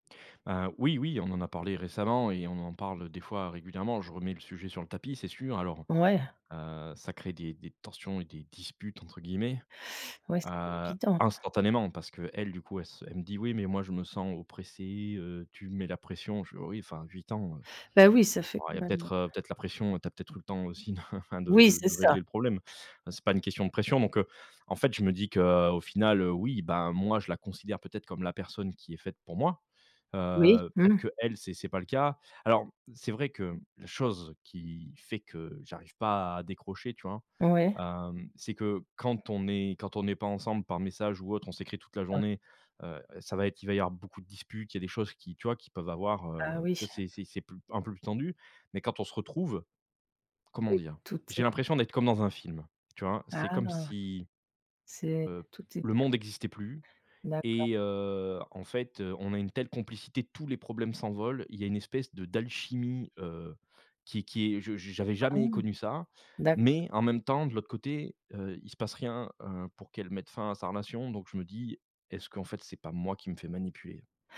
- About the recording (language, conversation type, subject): French, advice, Comment mettre fin à une relation de longue date ?
- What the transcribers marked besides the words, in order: stressed: "instantanément"; other background noise; chuckle; stressed: "moi"; stressed: "Alors"; stressed: "tous"